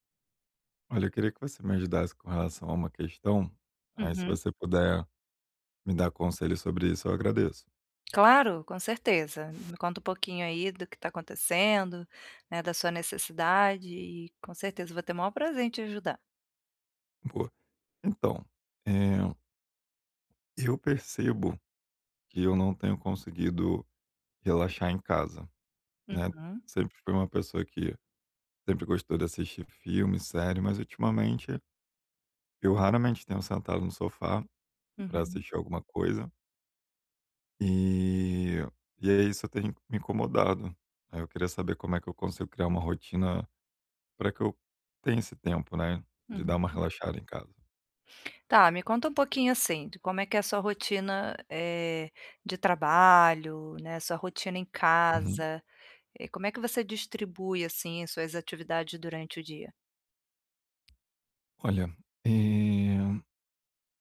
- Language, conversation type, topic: Portuguese, advice, Como posso criar uma rotina calma para descansar em casa?
- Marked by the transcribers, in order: other background noise; tapping